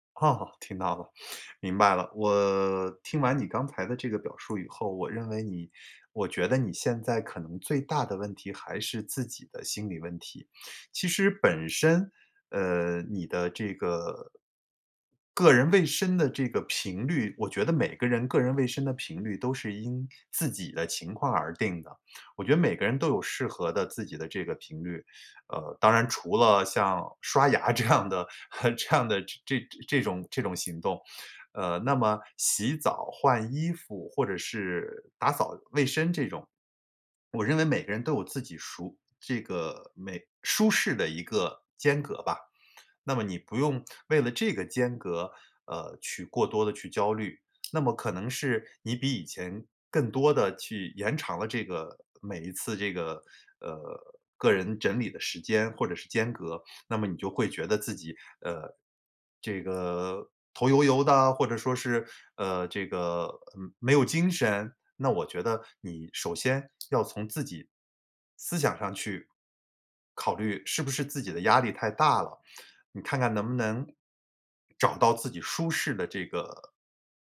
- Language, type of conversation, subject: Chinese, advice, 你会因为太累而忽视个人卫生吗？
- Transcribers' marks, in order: laughing while speaking: "哦"; other background noise; laughing while speaking: "这样的"; chuckle